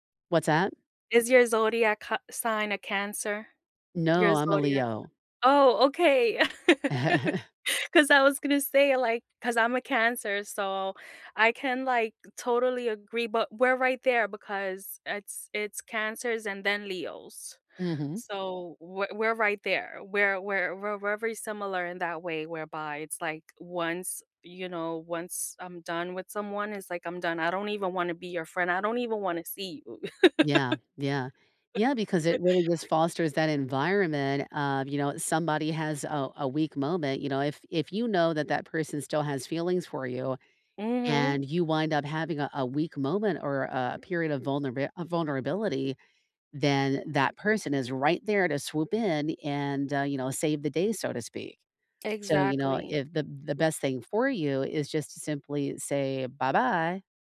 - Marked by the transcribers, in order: laugh; chuckle; laugh
- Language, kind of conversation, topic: English, unstructured, How do you know when to compromise with family or friends?
- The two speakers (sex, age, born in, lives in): female, 30-34, United States, United States; female, 50-54, United States, United States